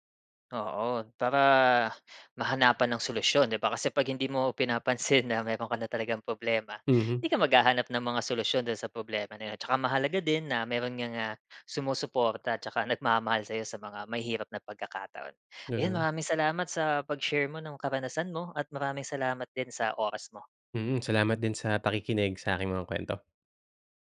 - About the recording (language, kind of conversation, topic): Filipino, podcast, Kapag nalampasan mo na ang isa mong takot, ano iyon at paano mo ito hinarap?
- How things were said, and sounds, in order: none